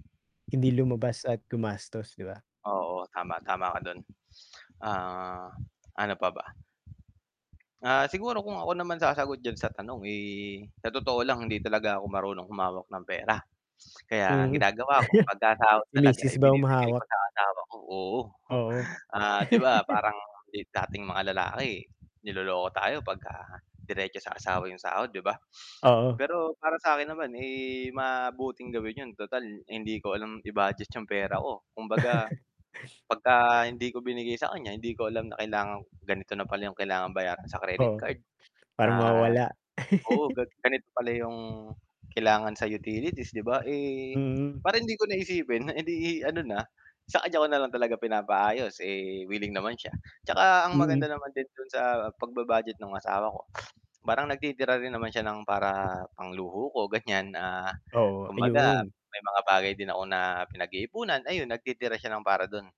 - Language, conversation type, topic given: Filipino, unstructured, Ano ang simpleng paraan na ginagawa mo para makatipid buwan-buwan?
- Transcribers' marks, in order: static; wind; sniff; chuckle; chuckle; other background noise; chuckle; laugh; other noise; laugh; teeth sucking